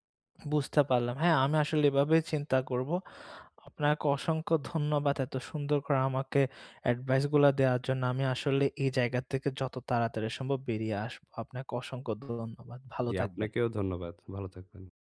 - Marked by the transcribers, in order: none
- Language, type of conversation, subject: Bengali, advice, অপ্রয়োজনীয় সমালোচনার মুখে কীভাবে আত্মসম্মান বজায় রেখে নিজেকে রক্ষা করতে পারি?